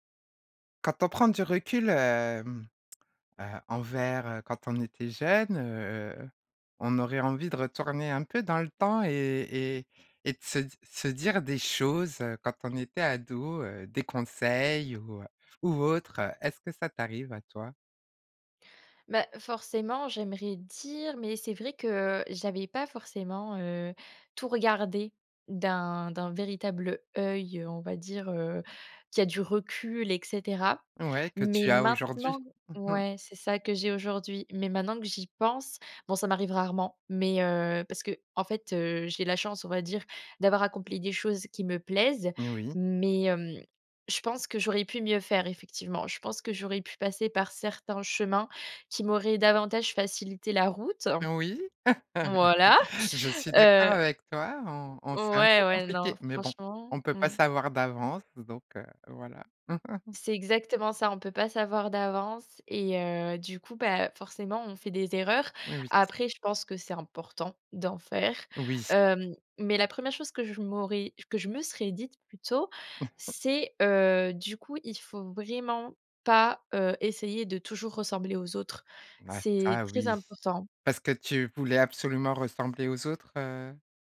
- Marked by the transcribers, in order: chuckle; other background noise; chuckle; chuckle
- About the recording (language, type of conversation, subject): French, podcast, Quel conseil donnerais-tu à ton moi adolescent ?